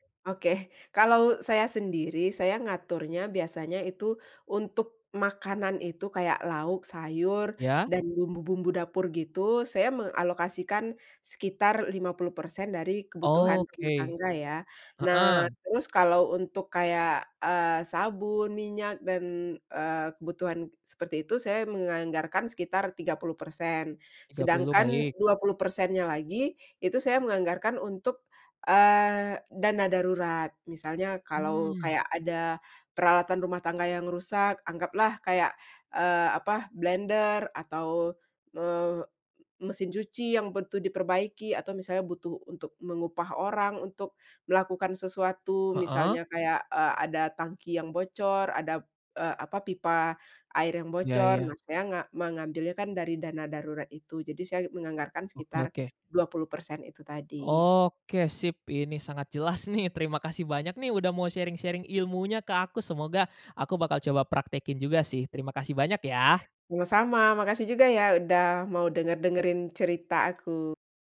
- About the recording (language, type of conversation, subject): Indonesian, podcast, Bagaimana kamu mengatur belanja bulanan agar hemat dan praktis?
- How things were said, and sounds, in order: other background noise; laughing while speaking: "nih"; in English: "sharing-sharing"